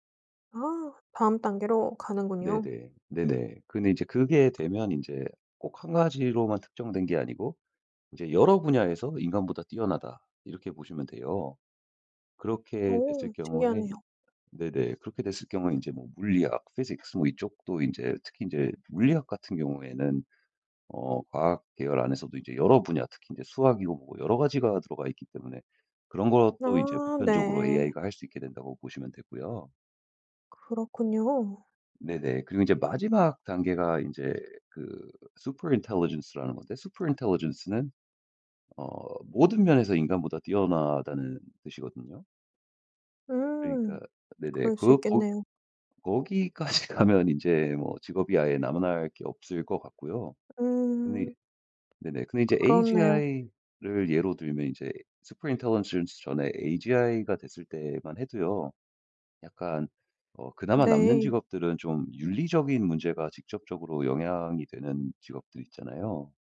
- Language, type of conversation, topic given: Korean, podcast, 기술 발전으로 일자리가 줄어들 때 우리는 무엇을 준비해야 할까요?
- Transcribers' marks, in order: put-on voice: "physics"; in English: "physics"; put-on voice: "super intelligence라는"; in English: "super intelligence라는"; put-on voice: "super intelligence는"; in English: "super intelligence는"; other background noise; laughing while speaking: "거기까지"; in English: "AGI를"; put-on voice: "super intelligence"; in English: "super intelligence"; in English: "AGI가"